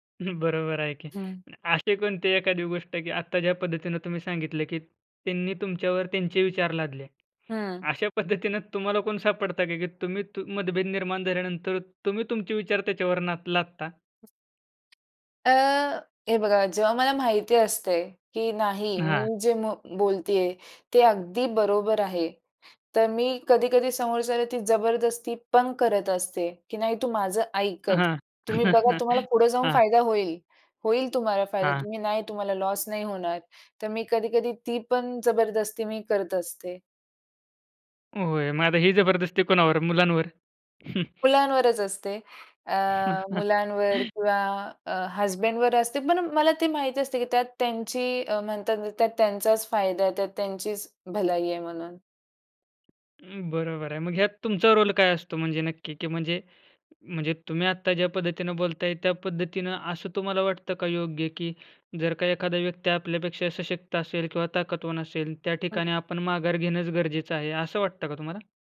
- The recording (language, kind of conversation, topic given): Marathi, podcast, एकत्र काम करताना मतभेद आल्यास तुम्ही काय करता?
- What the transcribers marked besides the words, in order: laughing while speaking: "बरोबर आहे की"; other background noise; tapping; chuckle; in English: "लॉस"; chuckle; in English: "हजबंडवर"; in English: "रोल"